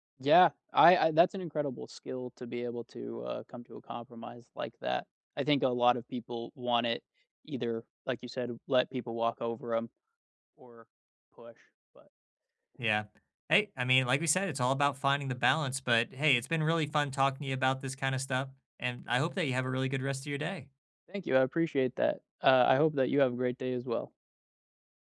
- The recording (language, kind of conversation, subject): English, unstructured, What has your experience been with unfair treatment at work?
- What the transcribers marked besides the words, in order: none